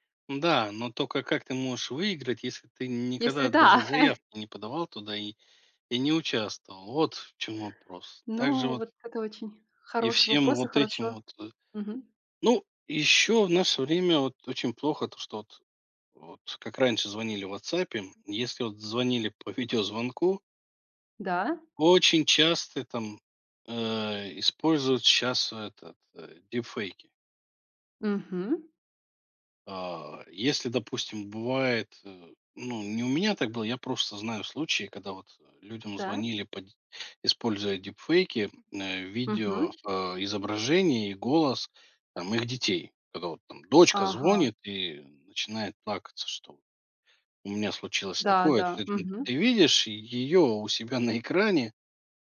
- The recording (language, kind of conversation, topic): Russian, podcast, Какие привычки помогают повысить безопасность в интернете?
- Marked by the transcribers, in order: chuckle; in English: "дипфейки"; tapping; other background noise